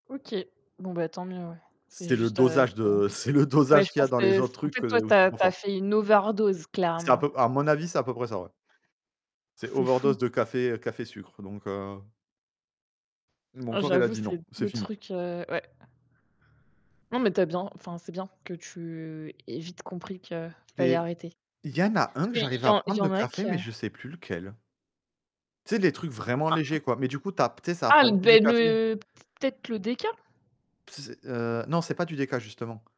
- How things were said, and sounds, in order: unintelligible speech; other background noise; other street noise; distorted speech; unintelligible speech
- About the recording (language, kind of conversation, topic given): French, unstructured, Entre le thé et le café, lequel vous accompagne le mieux pour commencer la journée ?